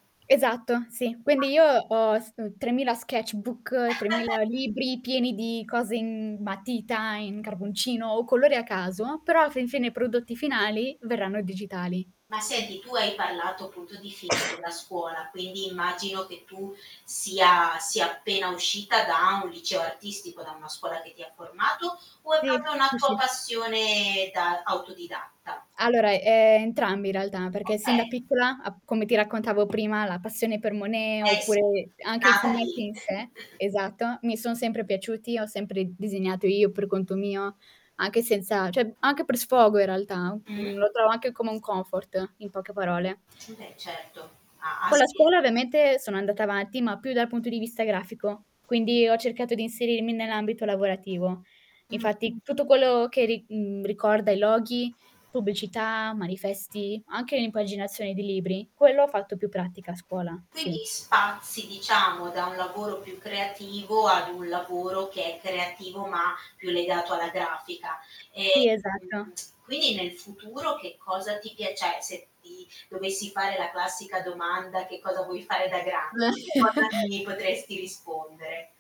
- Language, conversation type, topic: Italian, podcast, Come trasformi un’esperienza personale in qualcosa di creativo?
- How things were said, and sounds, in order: static; in English: "sketchbook"; chuckle; other background noise; tapping; door; distorted speech; chuckle; "cioè" said as "ceh"; drawn out: "Ehm"; lip smack; "cioè" said as "ceh"; chuckle